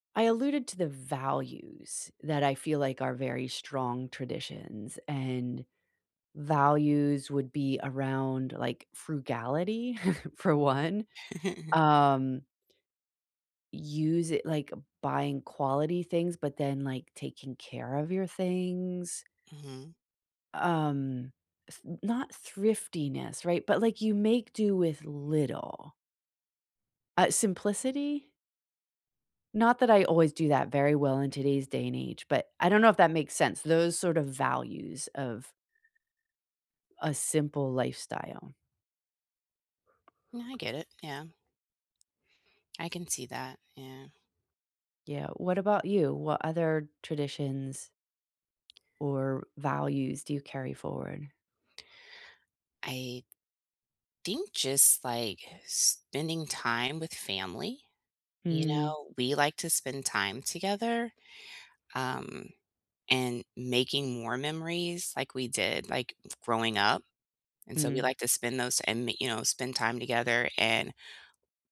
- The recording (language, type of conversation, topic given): English, unstructured, What traditions from your childhood home do you still keep, and why do they matter?
- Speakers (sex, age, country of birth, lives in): female, 45-49, United States, United States; female, 55-59, United States, United States
- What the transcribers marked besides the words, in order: chuckle; tapping; other background noise